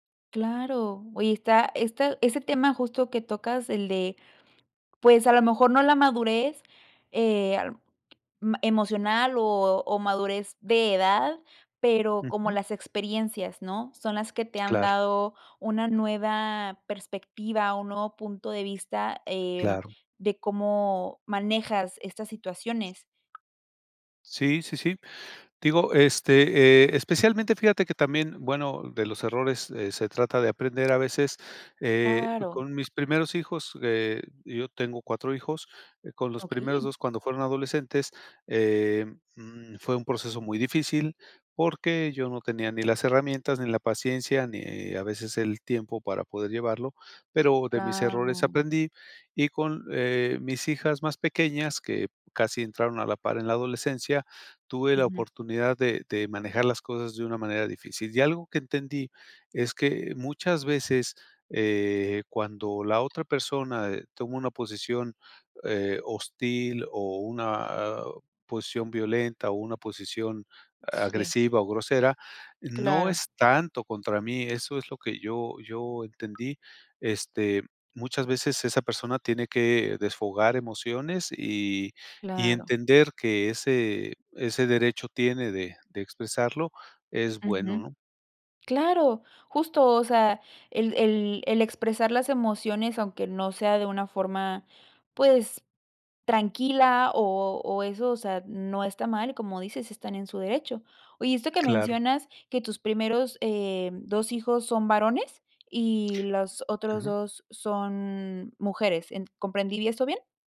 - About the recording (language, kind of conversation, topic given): Spanish, podcast, ¿Cómo manejas conversaciones difíciles?
- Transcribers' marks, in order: tapping; other background noise; other noise